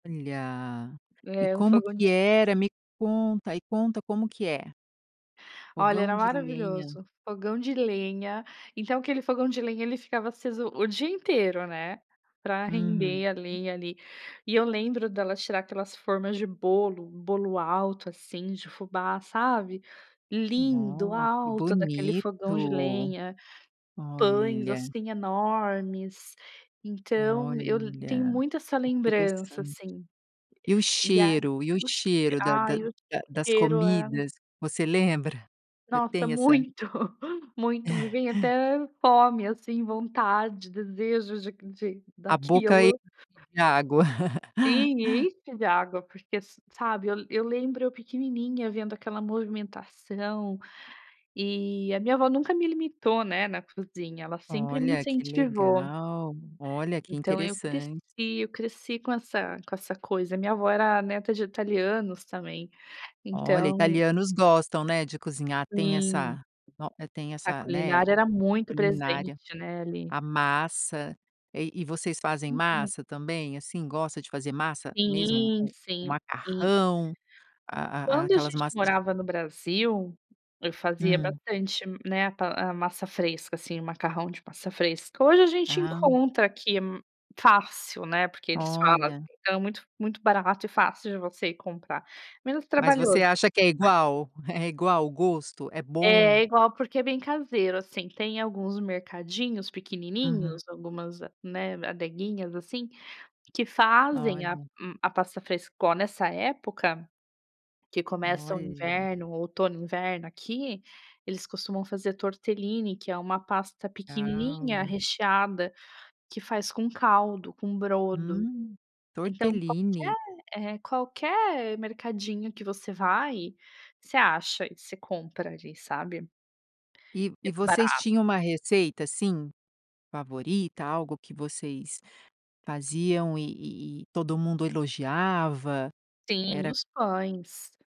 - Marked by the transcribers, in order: giggle; chuckle; other background noise; laugh
- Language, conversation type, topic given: Portuguese, podcast, Me conta como você começou a cozinhar de verdade?